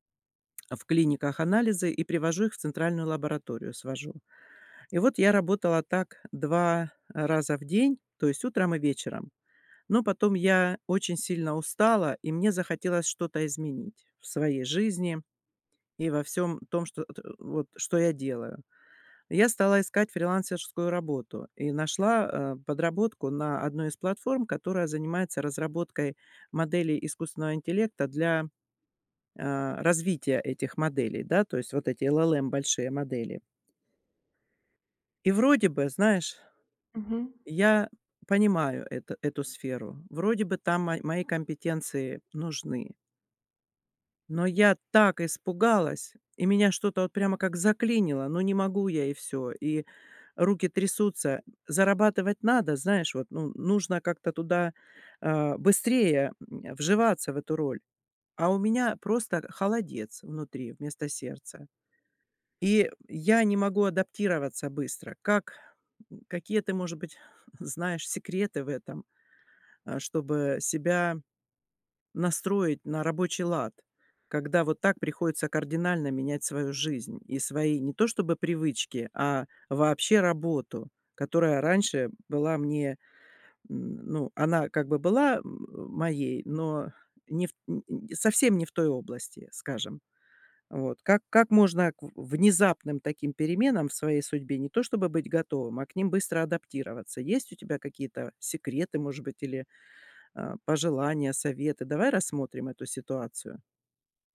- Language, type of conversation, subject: Russian, advice, Как мне лучше адаптироваться к быстрым изменениям вокруг меня?
- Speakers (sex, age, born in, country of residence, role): female, 30-34, Russia, Mexico, advisor; female, 60-64, Russia, United States, user
- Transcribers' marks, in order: tapping; in English: "LLM"; exhale; other background noise; other animal sound; stressed: "так"; chuckle; background speech